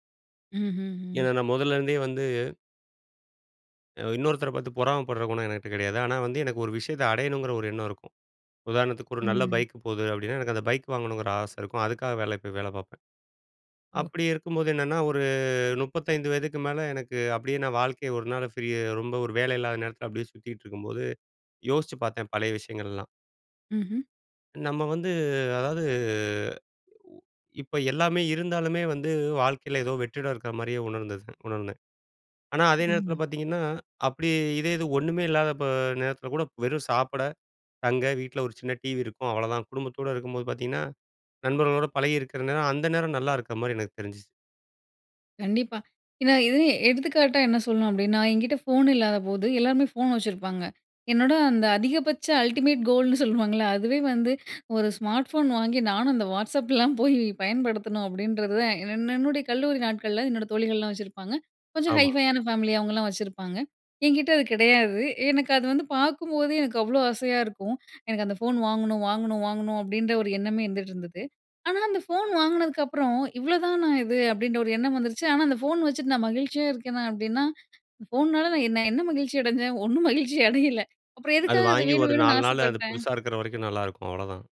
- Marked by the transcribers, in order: drawn out: "அதாவது"; in English: "அல்டிமேட் கோல்ன்னு"; chuckle; chuckle; in English: "ஹைஃபையான ஃபேமிலி"; laughing while speaking: "அடைஞ்சேன்? ஒண்ணும் மகிழ்ச்சி அடையல"
- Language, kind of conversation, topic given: Tamil, podcast, வறுமையைப் போல அல்லாமல் குறைவான உடைமைகளுடன் மகிழ்ச்சியாக வாழ்வது எப்படி?